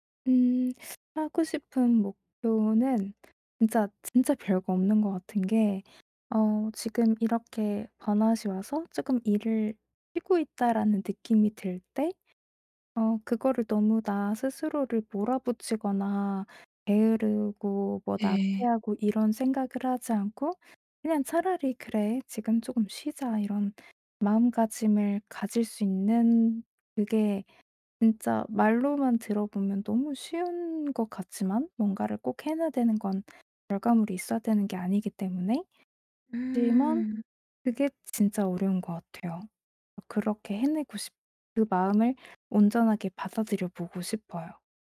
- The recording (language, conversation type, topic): Korean, advice, 번아웃을 겪는 지금, 현실적인 목표를 세우고 기대치를 조정하려면 어떻게 해야 하나요?
- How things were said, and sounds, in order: teeth sucking; tapping; other background noise